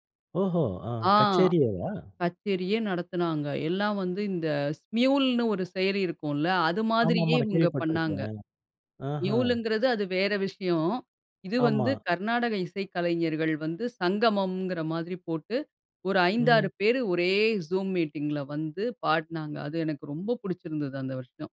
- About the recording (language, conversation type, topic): Tamil, podcast, பாண்டமிக் காலத்தில் ரசிகர்களின் ருசி மாறிவிட்டதா?
- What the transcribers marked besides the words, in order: in English: "நியூல்ங்கிறது"; "படுனாங்க" said as "பாட்னாங்க"